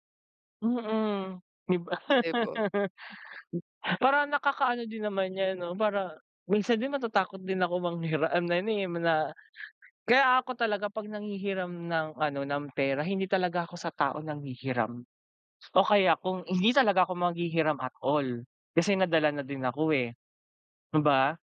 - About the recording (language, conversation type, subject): Filipino, unstructured, Bakit sa tingin mo may mga taong nananamantala sa kapwa?
- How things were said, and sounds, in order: laugh